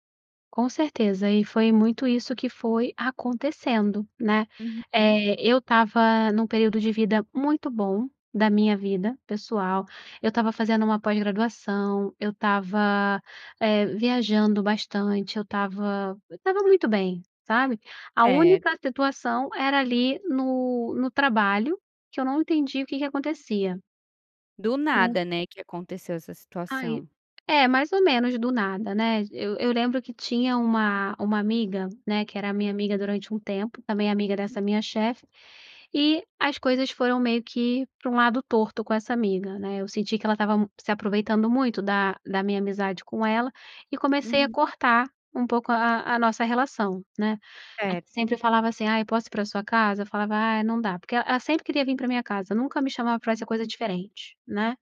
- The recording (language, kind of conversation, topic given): Portuguese, podcast, Qual é o papel da família no seu sentimento de pertencimento?
- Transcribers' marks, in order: other noise